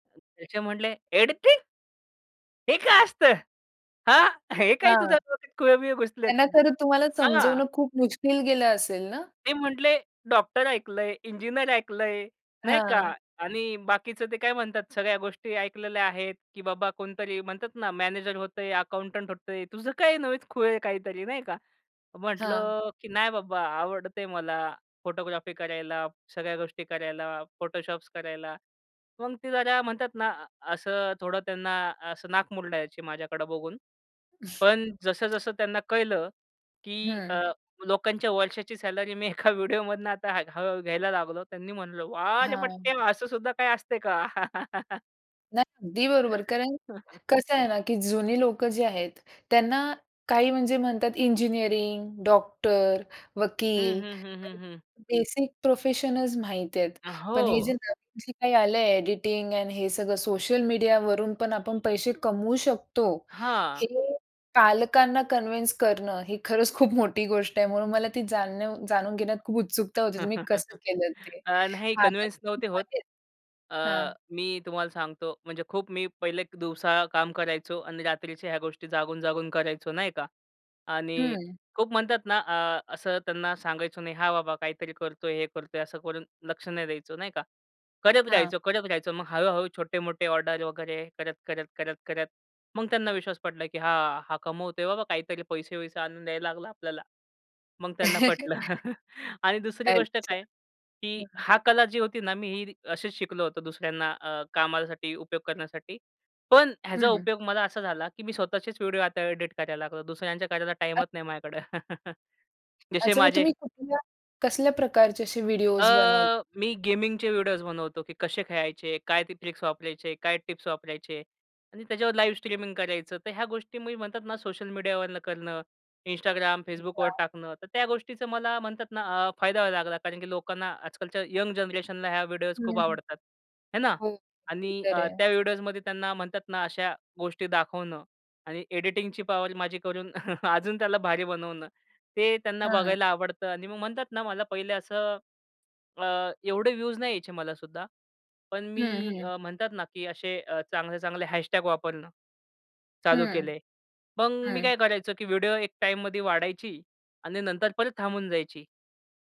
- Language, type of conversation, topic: Marathi, podcast, सोशल माध्यमांनी तुमची कला कशी बदलली?
- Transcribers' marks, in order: other noise; surprised: "एडिटिंग?"; surprised: "हे काय असतं? हां. हे काय तुझ्या डोक्यात खुळं-बिळं घुसलेत"; in English: "अकाउंटंट"; tapping; laughing while speaking: "एका व्हिडिओमधनं"; joyful: "वाह रे पठ्या! असं सुद्धा काही असते का?"; laugh; chuckle; in English: "बेसिक प्रोफेशनचं"; in English: "एडिटिंग एंड"; in English: "कन्विन्स"; chuckle; in English: "कन्व्हेन्स"; unintelligible speech; chuckle; laughing while speaking: "पटलं"; chuckle; chuckle; in English: "गेमिंगचे व्हिडिओस"; in English: "लाईव्ह स्ट्रीमिंग"; in English: "यंग जनरेशनला"; chuckle